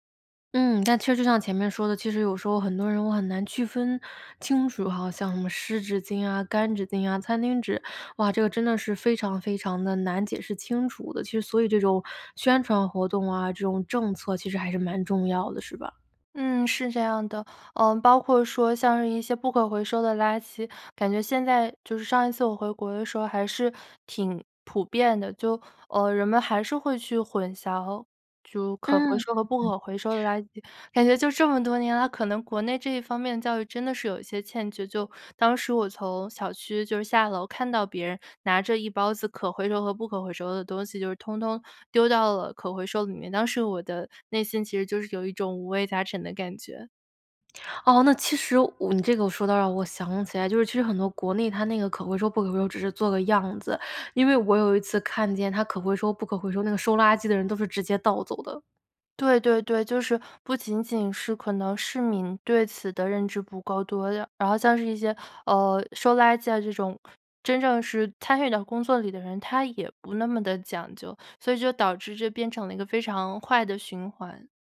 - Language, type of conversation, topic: Chinese, podcast, 你家是怎么做垃圾分类的？
- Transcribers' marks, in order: other background noise